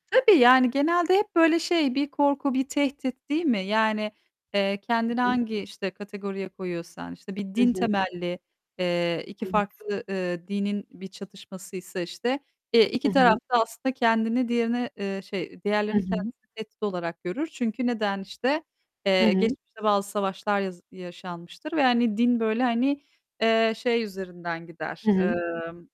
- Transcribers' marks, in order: static; tapping; distorted speech; other background noise
- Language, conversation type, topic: Turkish, unstructured, Kimlik konusundaki farklılıklar neden çatışma yaratır?